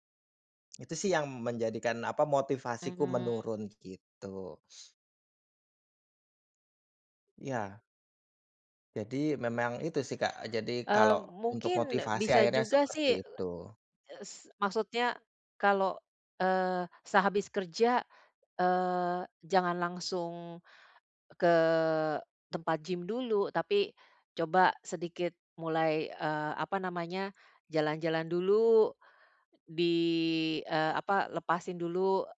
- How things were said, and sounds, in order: sniff
- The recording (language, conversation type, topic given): Indonesian, advice, Mengapa saya sering kehilangan motivasi untuk berlatih setelah beberapa minggu, dan bagaimana cara mempertahankannya?